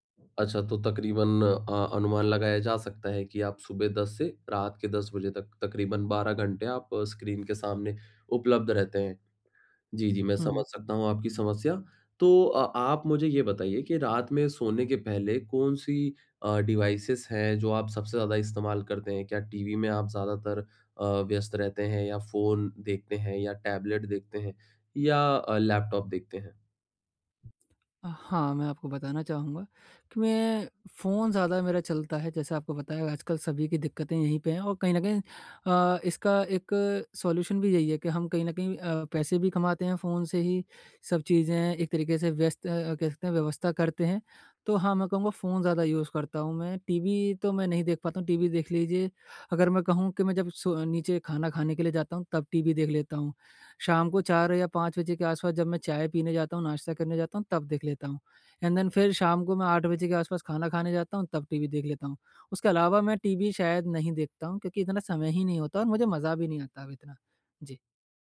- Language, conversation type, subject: Hindi, advice, शाम को नींद बेहतर करने के लिए फोन और अन्य स्क्रीन का उपयोग कैसे कम करूँ?
- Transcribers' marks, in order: in English: "डिवाइसेज़"; in English: "सॉल्यूशन"; in English: "यूज़"; in English: "एंड देन"